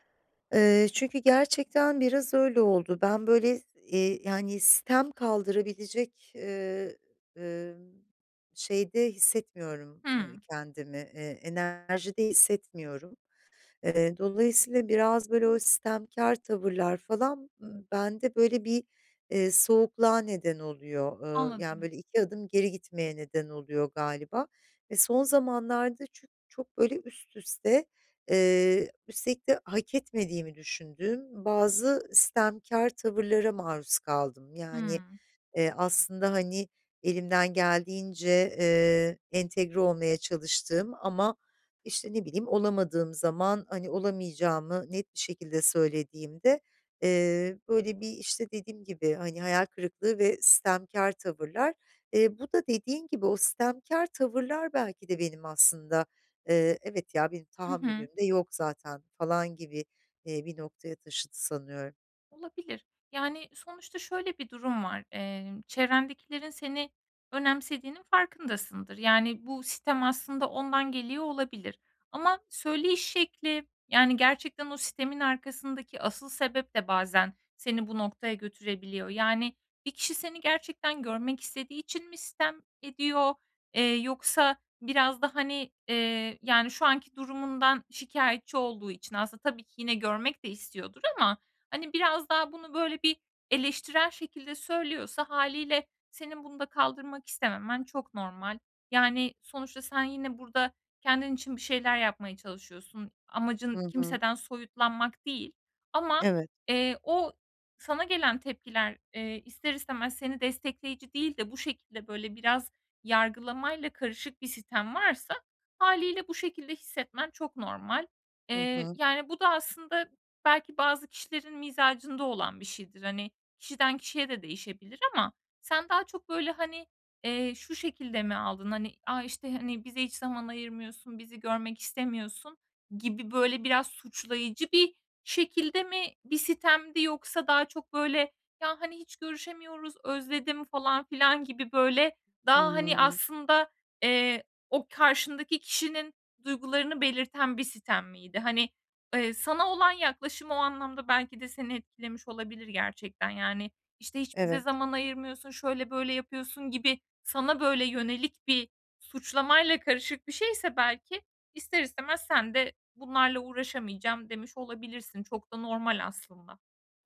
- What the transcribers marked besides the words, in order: other background noise
- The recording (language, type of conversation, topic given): Turkish, advice, Hayatımda son zamanlarda olan değişiklikler yüzünden arkadaşlarımla aram açılıyor; bunu nasıl dengeleyebilirim?